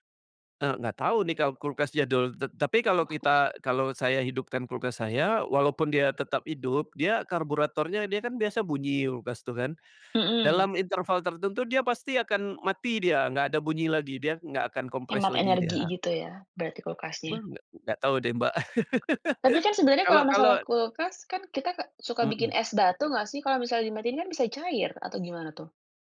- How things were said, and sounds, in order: unintelligible speech; other background noise; laugh
- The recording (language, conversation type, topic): Indonesian, podcast, Apa cara sederhana supaya rumahmu lebih hemat listrik?